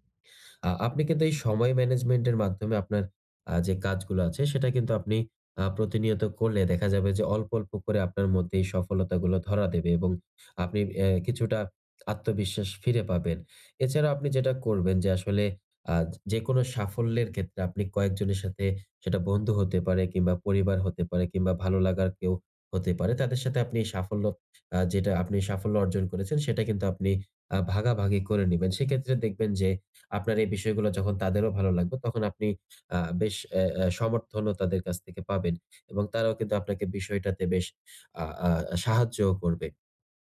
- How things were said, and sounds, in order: other background noise
- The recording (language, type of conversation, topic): Bengali, advice, আমি কীভাবে ছোট সাফল্য কাজে লাগিয়ে মনোবল ফিরিয়ে আনব